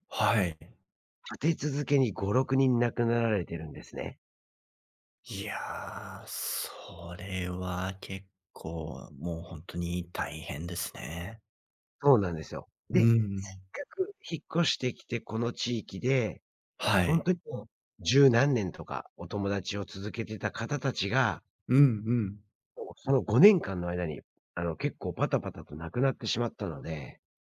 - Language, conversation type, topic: Japanese, advice, 引っ越してきた地域で友人がいないのですが、どうやって友達を作ればいいですか？
- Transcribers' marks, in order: tapping